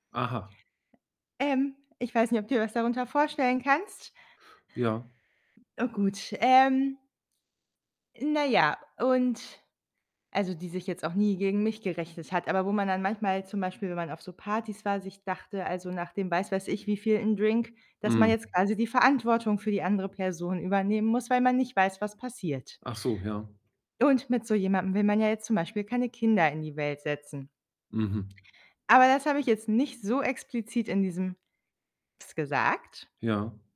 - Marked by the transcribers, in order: tapping; other background noise; distorted speech
- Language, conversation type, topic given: German, advice, Wie zeigt sich deine Angst vor öffentlicher Kritik und Bewertung?